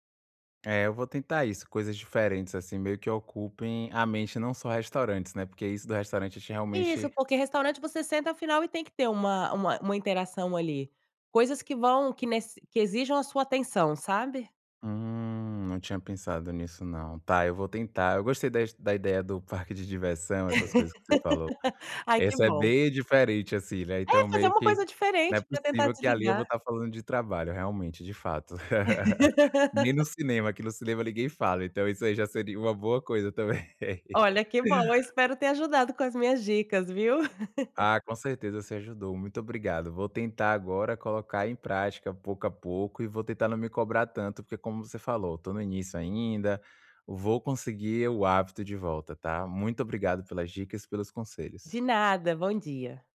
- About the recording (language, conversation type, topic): Portuguese, advice, Como posso realmente descansar e recarregar durante os intervalos, se não consigo desligar do trabalho?
- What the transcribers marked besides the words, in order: laugh; laugh; laughing while speaking: "também"; laugh